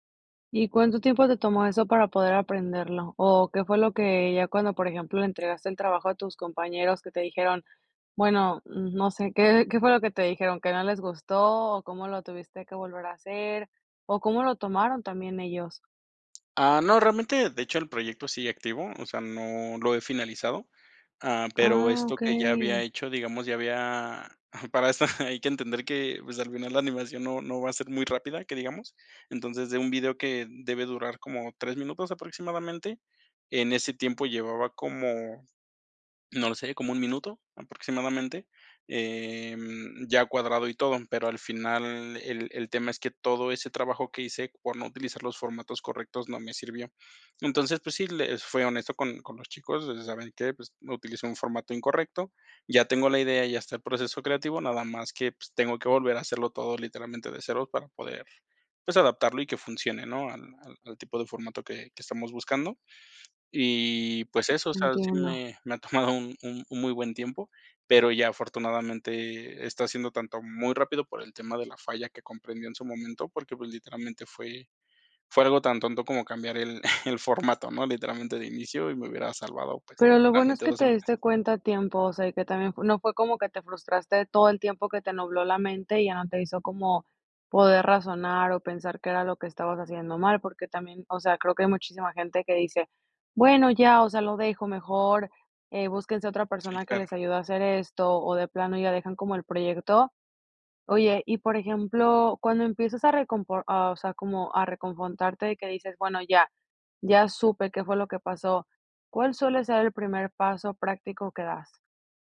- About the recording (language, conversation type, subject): Spanish, podcast, ¿Cómo recuperas la confianza después de fallar?
- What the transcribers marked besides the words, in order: chuckle